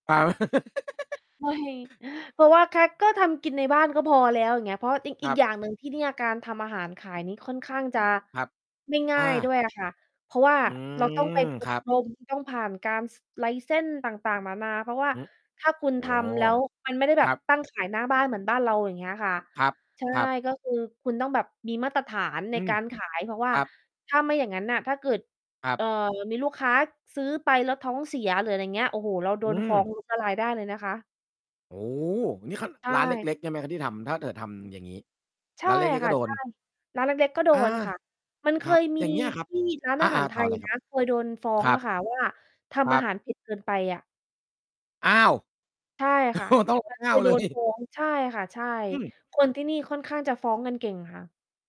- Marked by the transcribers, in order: giggle; tapping; static; other background noise; in English: "license"; mechanical hum; distorted speech; laughing while speaking: "โอ้โฮ ต้อง อ้าวเลย"
- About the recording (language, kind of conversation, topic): Thai, unstructured, คุณคิดว่าการกินข้าวกับเพื่อนหรือคนในครอบครัวช่วยเพิ่มความสุขได้ไหม?